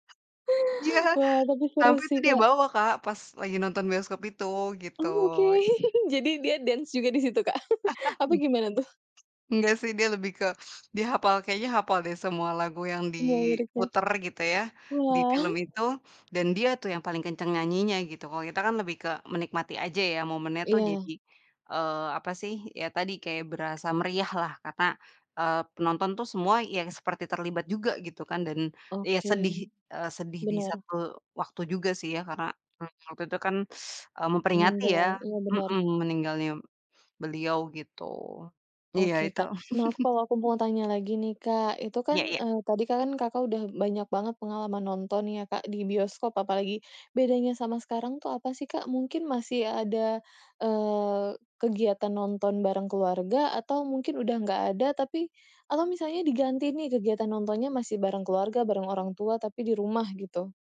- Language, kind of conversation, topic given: Indonesian, podcast, Punya momen nonton bareng keluarga yang selalu kamu ingat?
- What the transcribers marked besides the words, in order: tapping; chuckle; in English: "dance"; unintelligible speech; other background noise; chuckle; chuckle; teeth sucking; chuckle